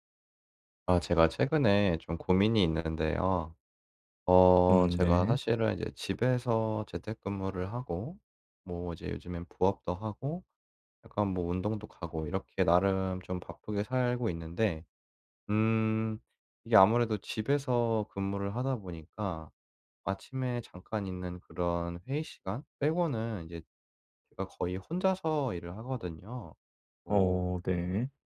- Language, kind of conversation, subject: Korean, advice, 산만함을 줄이고 집중할 수 있는 환경을 어떻게 만들 수 있을까요?
- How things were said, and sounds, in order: other background noise